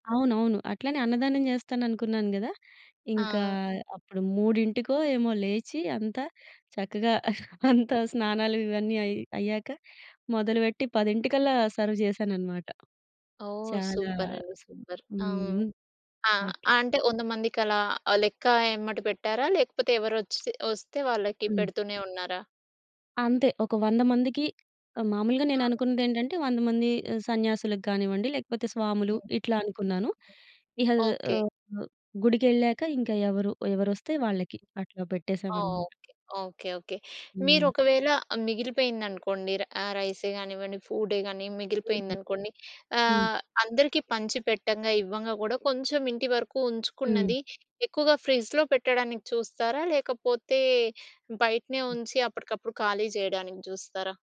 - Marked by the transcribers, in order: other noise; laughing while speaking: "చక్కగా అంతా స్నానాలు ఇవన్నీ అయి అయ్యాక"; in English: "సర్వ్"; in English: "సూపర్"; tapping; other background noise; in English: "రైస్"
- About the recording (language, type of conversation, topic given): Telugu, podcast, విందు తర్వాత మిగిలిన ఆహారాన్ని ఇతరులతో పంచుకోవడానికి ఉత్తమమైన పద్ధతులు ఏమిటి?